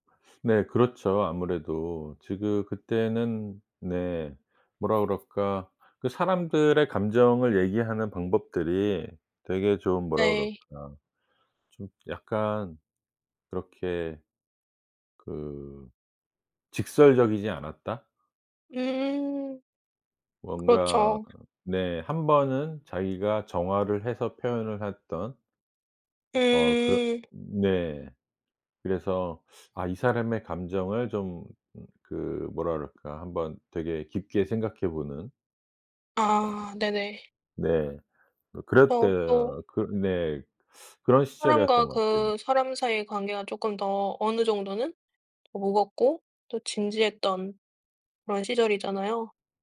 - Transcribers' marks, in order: other background noise; tapping; teeth sucking
- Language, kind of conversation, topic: Korean, podcast, 어떤 음악을 들으면 옛사랑이 생각나나요?